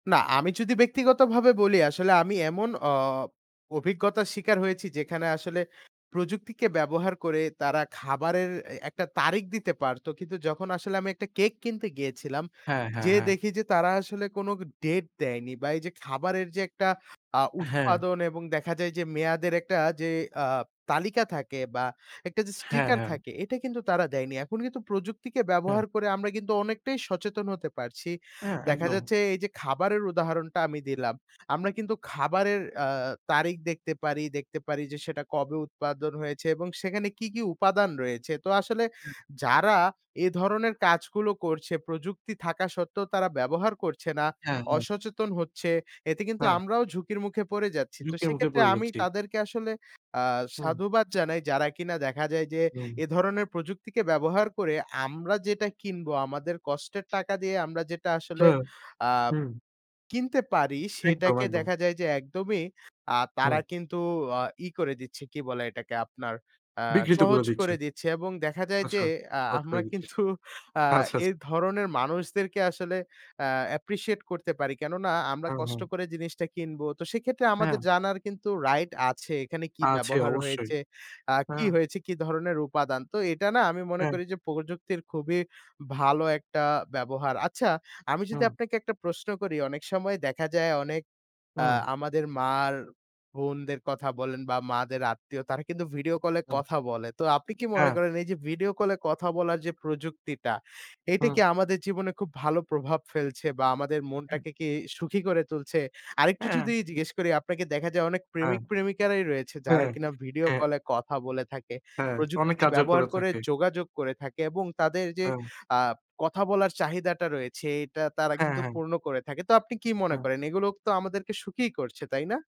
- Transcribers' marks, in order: other background noise; "হয়েছে" said as "হয়েচে"; "এগুলো" said as "এগুলোক"
- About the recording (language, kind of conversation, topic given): Bengali, unstructured, আপনি প্রযুক্তি ব্যবহার করে কীভাবে আপনার জীবনকে আরও সুখী করে তুলছেন?